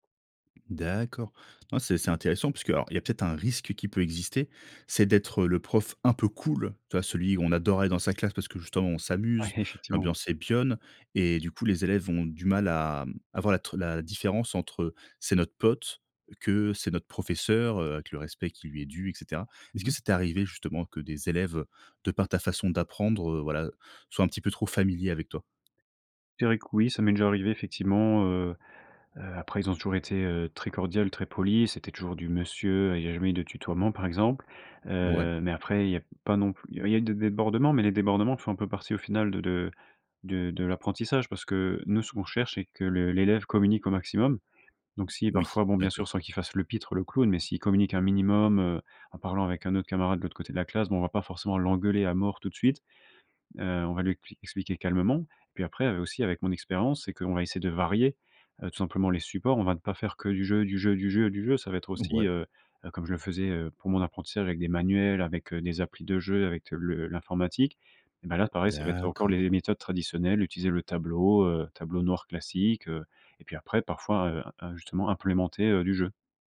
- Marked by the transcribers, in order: tapping; stressed: "cool"; "bonne" said as "bionne"; other background noise; stressed: "varier"
- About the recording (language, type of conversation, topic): French, podcast, Comment le jeu peut-il booster l’apprentissage, selon toi ?